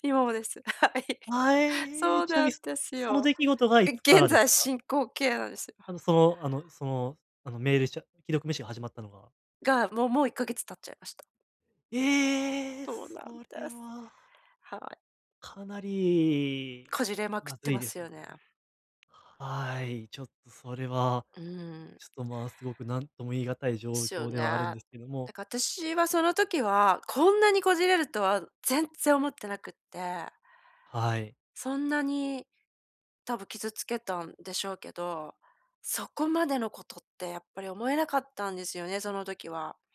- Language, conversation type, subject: Japanese, advice, 批判されたとき、感情的にならずにどう対応すればよいですか？
- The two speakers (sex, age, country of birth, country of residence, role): female, 50-54, Japan, Japan, user; male, 20-24, Japan, Japan, advisor
- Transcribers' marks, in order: laughing while speaking: "はい。そうなんですよ。え、現在進行形なんですよ"; joyful: "はい"; surprised: "ええ"